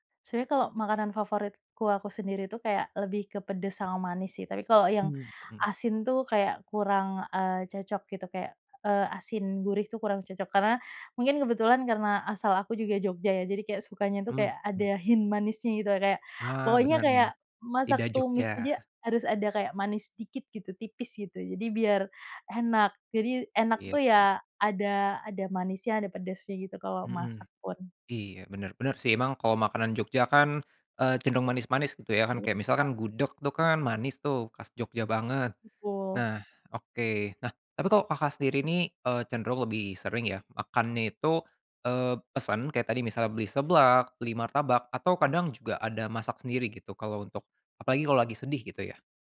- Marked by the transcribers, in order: in English: "hint"
- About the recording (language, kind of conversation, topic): Indonesian, podcast, Apa makanan favorit yang selalu kamu cari saat sedang sedih?
- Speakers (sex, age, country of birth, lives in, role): female, 30-34, Indonesia, Indonesia, guest; male, 25-29, Indonesia, Indonesia, host